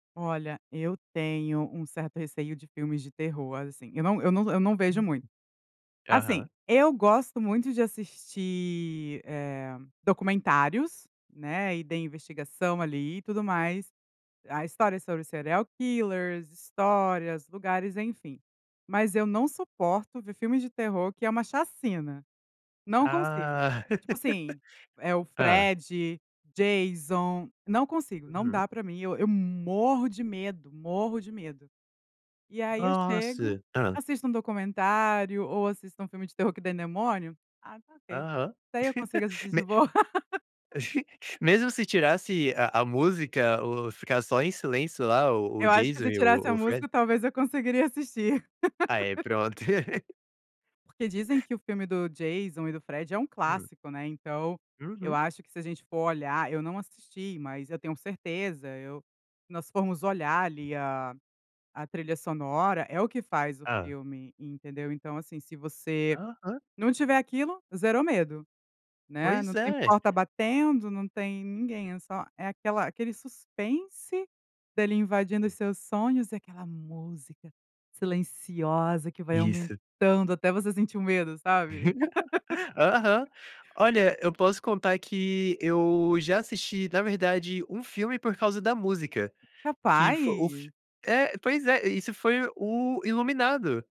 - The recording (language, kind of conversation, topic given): Portuguese, podcast, Por que as trilhas sonoras são tão importantes em um filme?
- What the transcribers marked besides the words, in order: in English: "serial killers"; laugh; laugh; chuckle; laugh; tapping; laugh; put-on voice: "música"; laugh